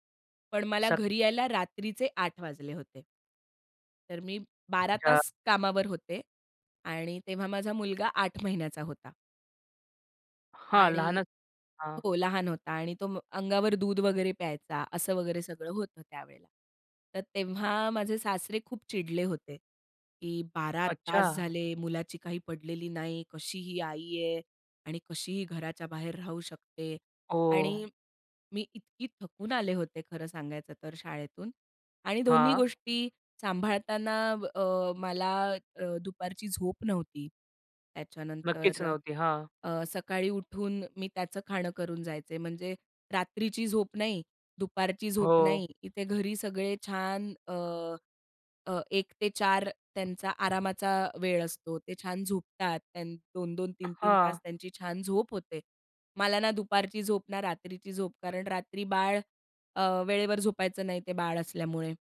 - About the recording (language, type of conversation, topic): Marathi, podcast, सासरकडील अपेक्षा कशा हाताळाल?
- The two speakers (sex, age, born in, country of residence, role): female, 30-34, India, India, guest; male, 25-29, India, India, host
- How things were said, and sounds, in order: tapping